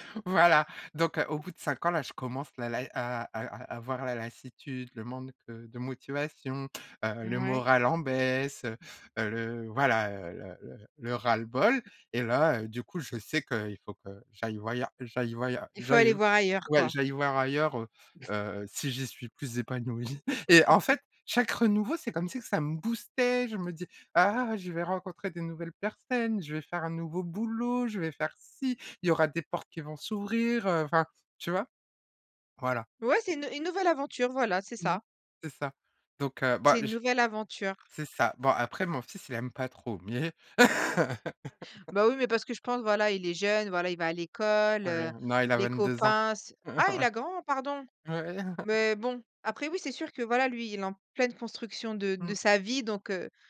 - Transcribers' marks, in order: unintelligible speech; chuckle; laughing while speaking: "épanouie"; laugh; laugh; chuckle; laughing while speaking: "Ouais. Ouais"
- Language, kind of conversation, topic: French, podcast, Pouvez-vous raconter un moment où vous avez dû tout recommencer ?